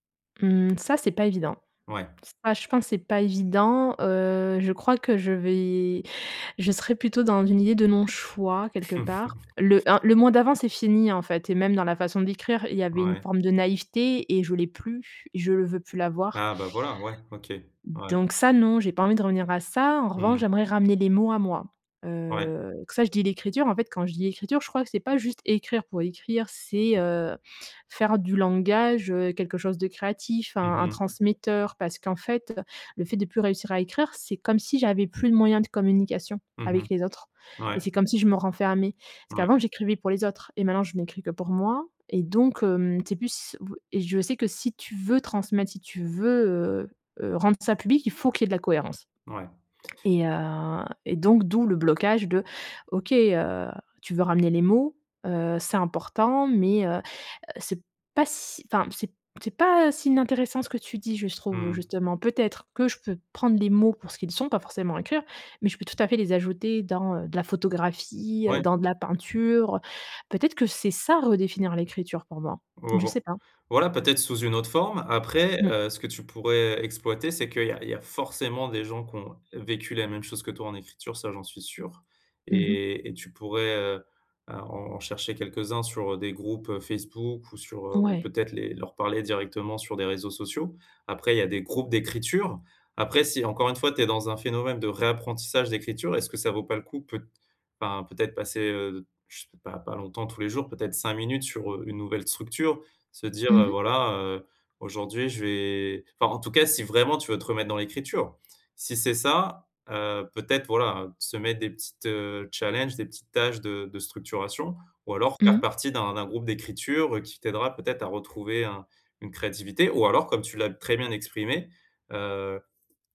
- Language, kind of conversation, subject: French, advice, Comment surmonter le doute sur son identité créative quand on n’arrive plus à créer ?
- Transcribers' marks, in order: chuckle; unintelligible speech; tapping; stressed: "forcément"